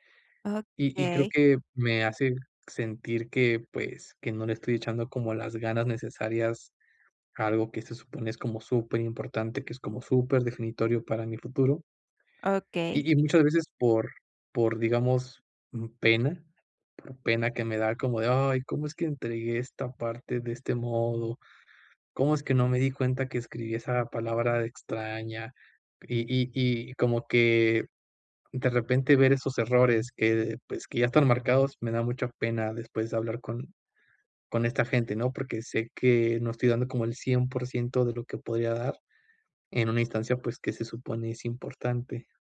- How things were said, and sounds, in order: none
- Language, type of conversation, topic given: Spanish, advice, ¿Cómo puedo dejar de castigarme tanto por mis errores y evitar que la autocrítica frene mi progreso?